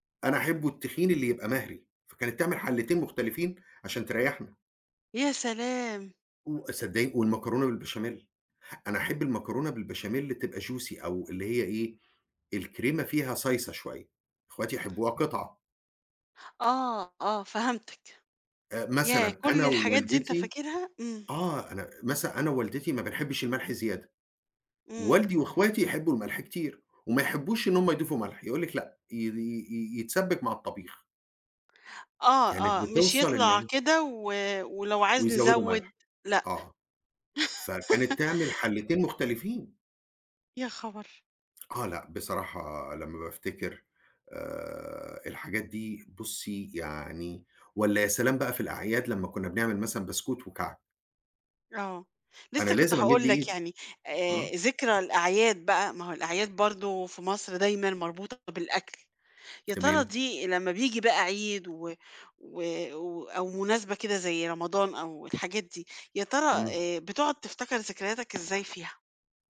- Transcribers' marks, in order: in English: "Juicy"; other background noise; laugh; tapping
- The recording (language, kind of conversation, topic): Arabic, podcast, إيه الأكلة التقليدية اللي بتفكّرك بذكرياتك؟